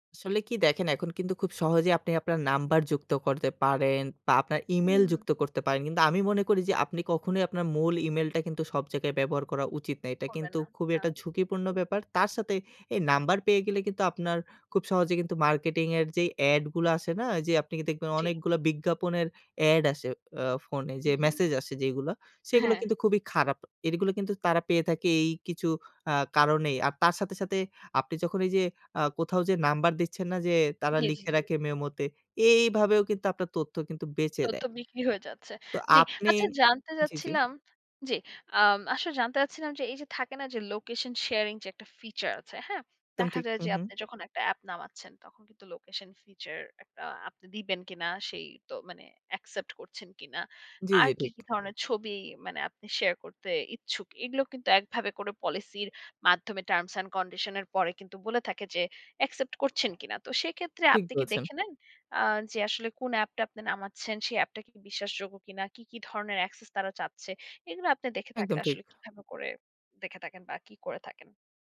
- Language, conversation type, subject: Bengali, podcast, অনলাইনে ব্যক্তিগত তথ্য রাখলে আপনি কীভাবে আপনার গোপনীয়তা রক্ষা করেন?
- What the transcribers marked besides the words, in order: unintelligible speech; other background noise; in English: "টার্মস অ্যান্ড কন্ডিশন"